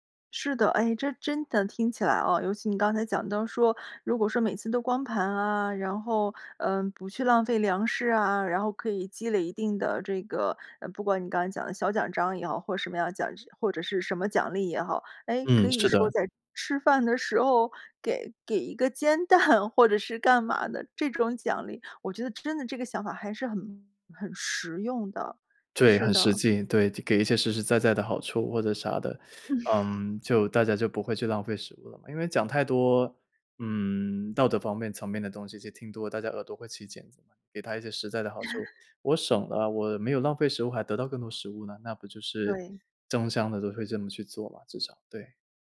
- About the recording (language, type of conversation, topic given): Chinese, podcast, 你觉得减少食物浪费该怎么做？
- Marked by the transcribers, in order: laughing while speaking: "煎蛋或者是干嘛的"; laugh; laugh